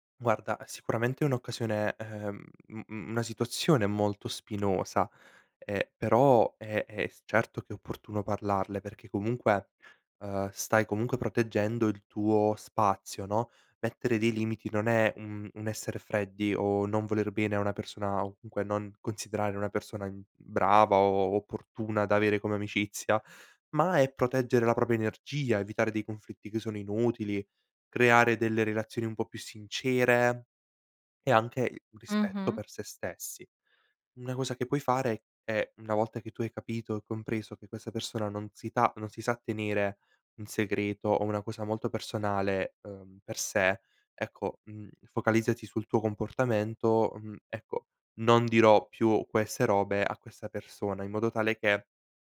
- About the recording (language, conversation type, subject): Italian, advice, Come posso mettere dei limiti nelle relazioni con amici o familiari?
- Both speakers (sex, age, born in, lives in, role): female, 30-34, Italy, Italy, user; male, 18-19, Italy, Italy, advisor
- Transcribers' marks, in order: none